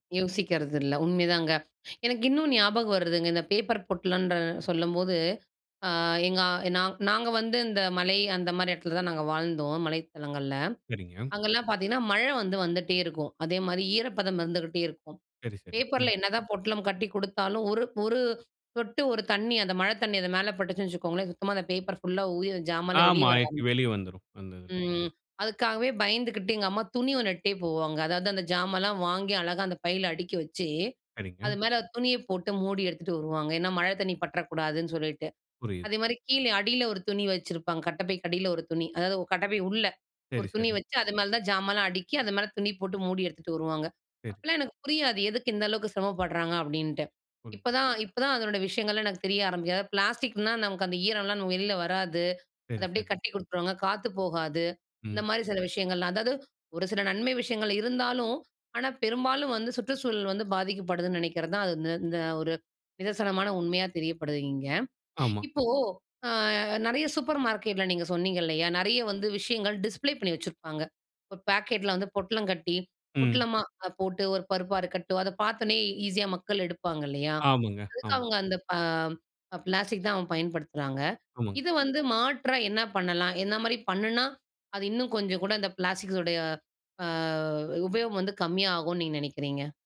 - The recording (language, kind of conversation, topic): Tamil, podcast, பிளாஸ்டிக் பயன்பாட்டை தினசரி எப்படி குறைக்கலாம்?
- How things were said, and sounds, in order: in English: "டிஸ்ப்ளே"